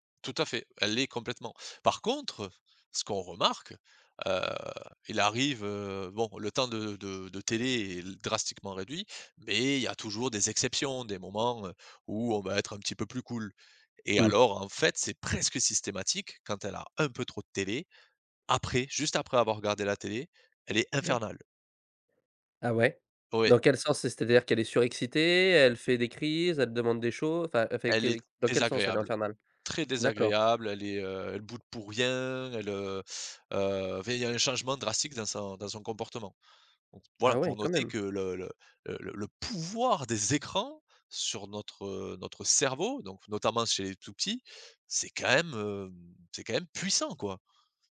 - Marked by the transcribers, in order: stressed: "remarque"; tapping; stressed: "mais"; other background noise; surprised: "Ah ouais, quand même"; stressed: "pouvoir"; stressed: "écrans"; stressed: "cerveau"; stressed: "puissant"
- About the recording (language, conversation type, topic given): French, podcast, Comment gères-tu le temps d’écran en famille ?